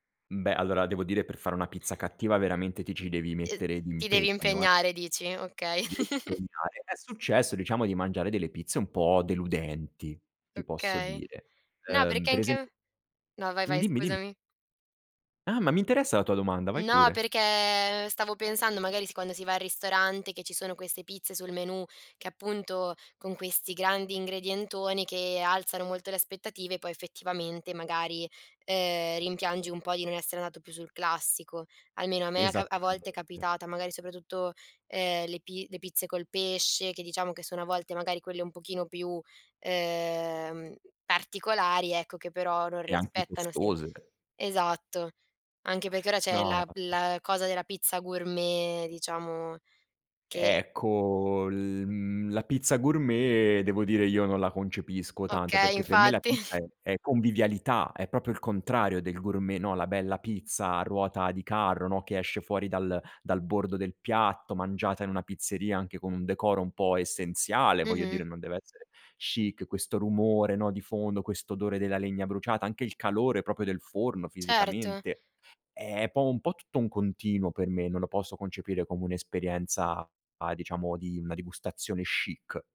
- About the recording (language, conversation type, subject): Italian, podcast, Qual è il piatto che ti fa sentire più a casa?
- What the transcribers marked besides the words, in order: other background noise; chuckle; "impegnare" said as "mpegnare"; unintelligible speech; drawn out: "Ecco"; tapping; chuckle